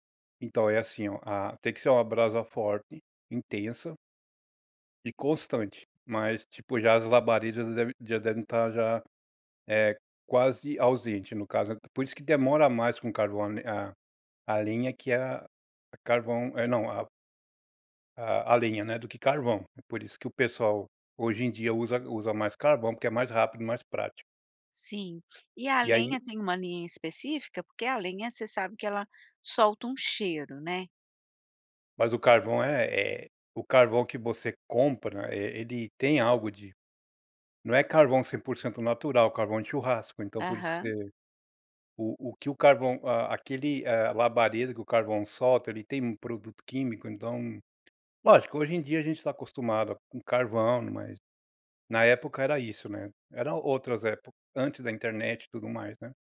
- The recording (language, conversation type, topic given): Portuguese, podcast, Qual era um ritual à mesa na sua infância?
- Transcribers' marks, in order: tapping